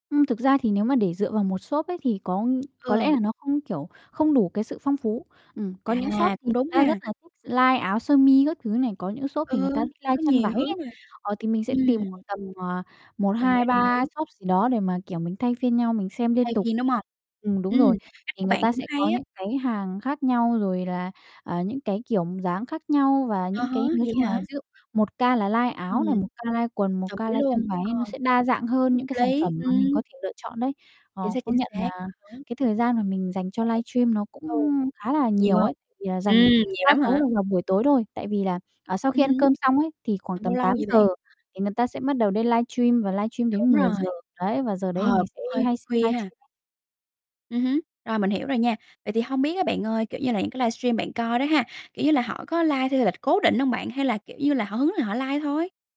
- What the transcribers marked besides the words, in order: tapping; other background noise; distorted speech; in English: "live"; in English: "live"; in English: "live"; in English: "live"; in English: "live"; in English: "live"; in English: "live"
- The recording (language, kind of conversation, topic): Vietnamese, podcast, Bạn nghĩ thế nào về việc mua đồ đã qua sử dụng hoặc đồ cổ điển?